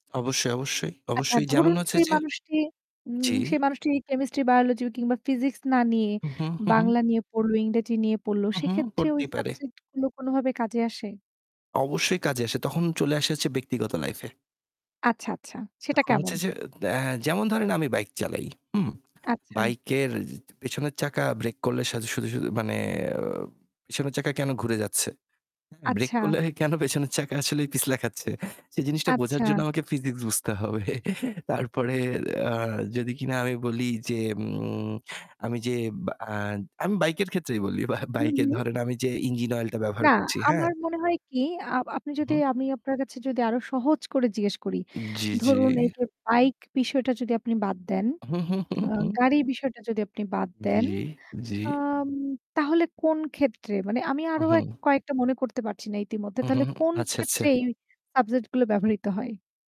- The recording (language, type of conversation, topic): Bengali, unstructured, শিক্ষাব্যবস্থা কি সত্যিই ছাত্রদের জন্য উপযোগী?
- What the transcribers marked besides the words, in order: static; other background noise; drawn out: "মানে"; laughing while speaking: "হবে"; drawn out: "জ্বি"